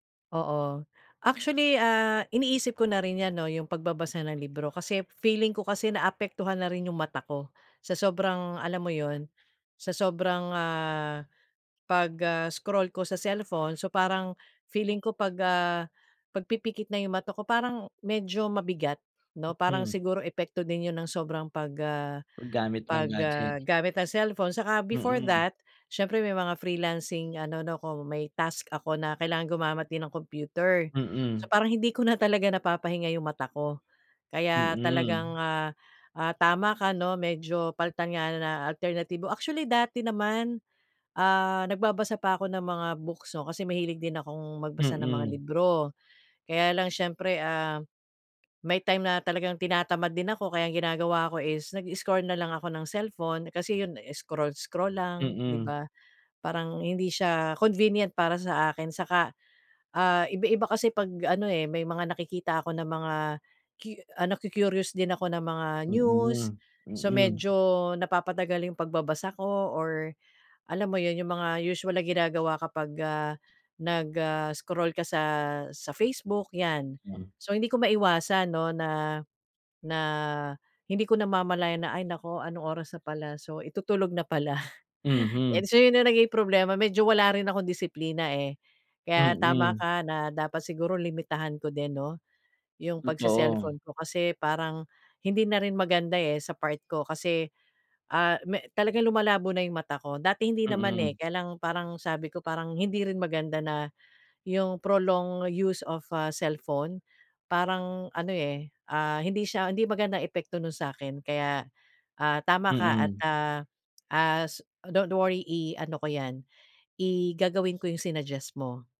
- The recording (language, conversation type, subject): Filipino, advice, Paano ako makakabuo ng simpleng ritwal bago matulog para mas gumanda ang tulog ko?
- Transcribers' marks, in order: tapping